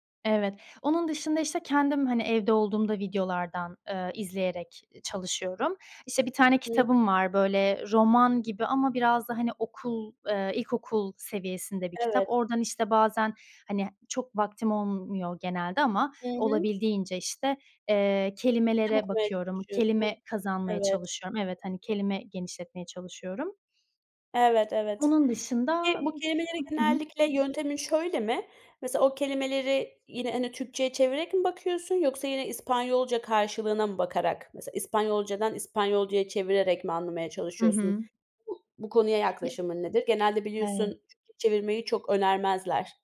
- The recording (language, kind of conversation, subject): Turkish, podcast, Kendini öğrenmeye nasıl motive ediyorsun?
- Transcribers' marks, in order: other noise; other background noise; tapping